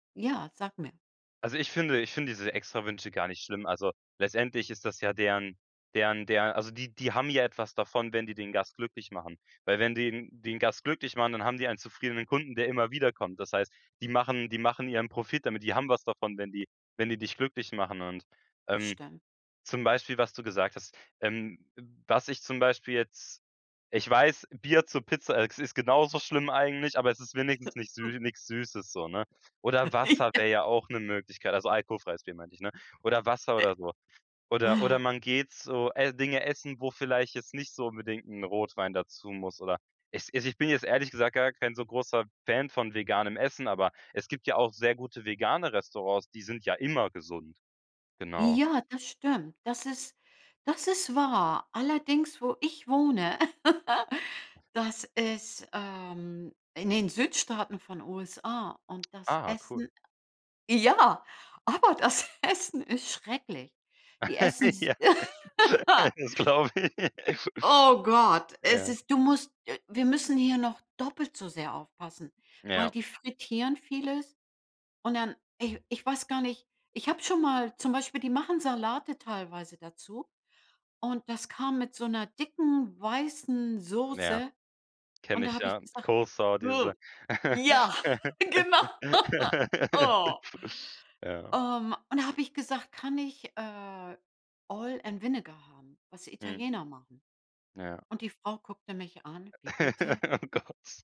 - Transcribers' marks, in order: other noise; laughing while speaking: "Ja"; laugh; laughing while speaking: "ja, aber das Essen ist schrecklich"; laugh; laughing while speaking: "Ja, das glaube ich"; laugh; in English: "Coleslaw"; unintelligible speech; laughing while speaking: "Ja, genau"; laugh; in English: "Oil and Vinegar"; laugh; laughing while speaking: "Oh, Gott"
- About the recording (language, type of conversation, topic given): German, advice, Wie kann ich meine Routinen beibehalten, wenn Reisen oder Wochenenden sie komplett durcheinanderbringen?